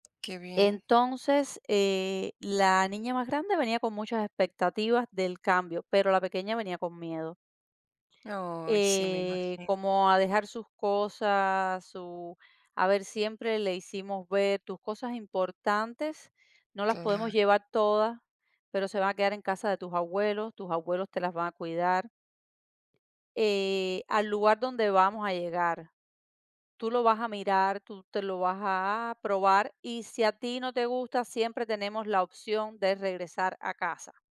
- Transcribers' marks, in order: tapping; other background noise
- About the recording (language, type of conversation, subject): Spanish, podcast, ¿Qué hacen para que todas las personas se sientan escuchadas?